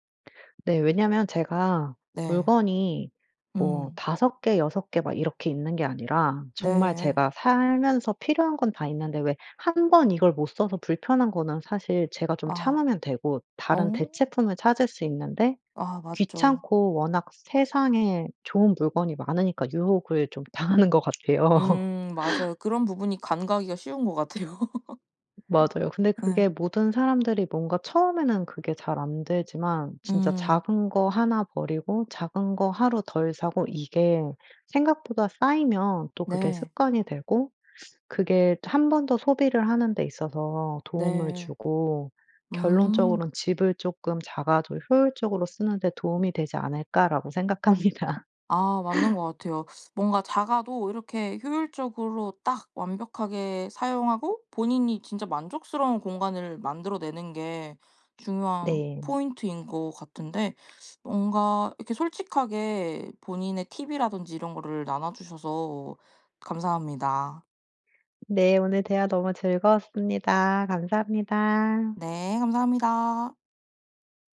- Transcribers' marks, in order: other background noise; laughing while speaking: "당하는 것 같아요"; tapping; laugh; laughing while speaking: "같아요"; laugh; laughing while speaking: "생각합니다"; laugh
- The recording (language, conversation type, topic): Korean, podcast, 작은 집을 효율적으로 사용하는 방법은 무엇인가요?